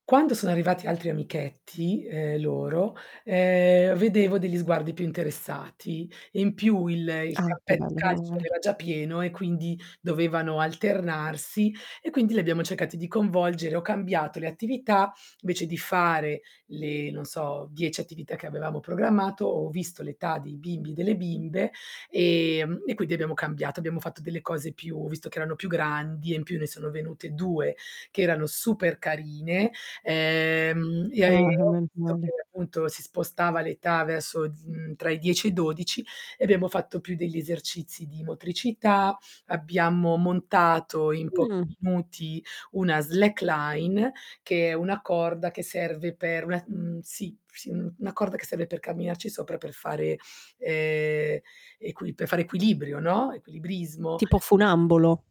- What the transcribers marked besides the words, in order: drawn out: "ehm"; distorted speech; static; other background noise; "cercati" said as "cecati"; "coinvolgere" said as "convolgere"; "quindi" said as "quiddi"; drawn out: "ehm"; drawn out: "ehm"
- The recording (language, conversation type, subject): Italian, podcast, Raccontami di una volta in cui il piano A è saltato e hai dovuto improvvisare.